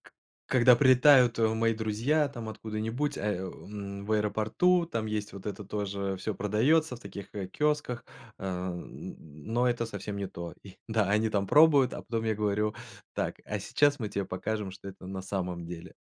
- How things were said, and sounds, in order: none
- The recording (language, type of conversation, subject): Russian, podcast, Как еда помогла тебе лучше понять свою идентичность?